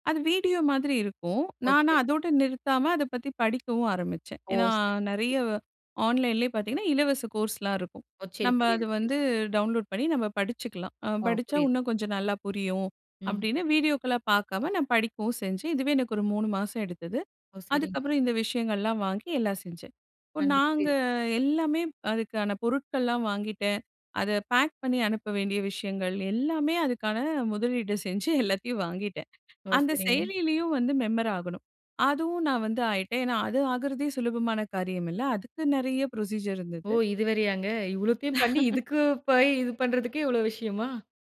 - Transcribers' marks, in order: in English: "ப்ரொசீஜர்"; laugh
- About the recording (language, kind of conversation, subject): Tamil, podcast, உங்கள் வாழ்க்கையில் நடந்த ஒரு பெரிய தோல்வி உங்களுக்கு என்ன கற்றுத்தந்தது?